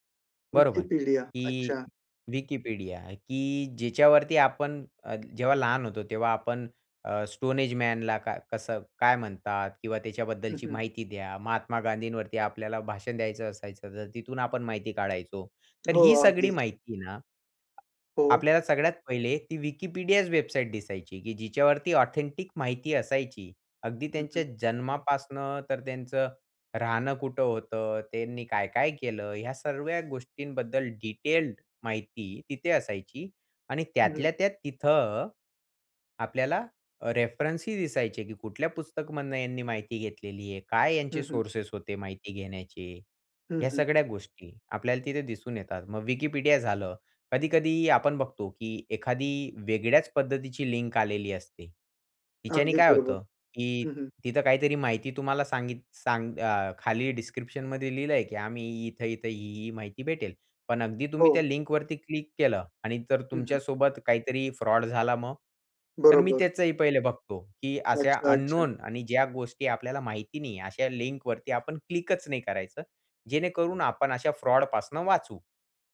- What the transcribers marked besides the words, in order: in English: "स्टोनएजमॅनला"; "सगळी" said as "सगडी"; in English: "वेबसाईट"; in English: "ऑथेंटिक"; "जन्मापासून" said as "जन्मापासनं"; "सगळ्या" said as "सर्व्या"; in English: "डिटेल्ड"; in English: "रेफरन्सही"; "पुस्तकामधून" said as "पुस्तकामधनं"; in English: "सोर्सेस"; "सगळ्या" said as "सगड्या"; in English: "लिंक"; in English: "डिस्क्रिप्शनमध्ये"; in English: "लिंकवरती"; in English: "फ्रॉड"; in English: "अननोन"; in English: "लिंकवरती"; in English: "फ्रॉड"
- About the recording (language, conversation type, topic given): Marathi, podcast, इंटरनेटवर माहिती शोधताना तुम्ही कोणत्या गोष्टी तपासता?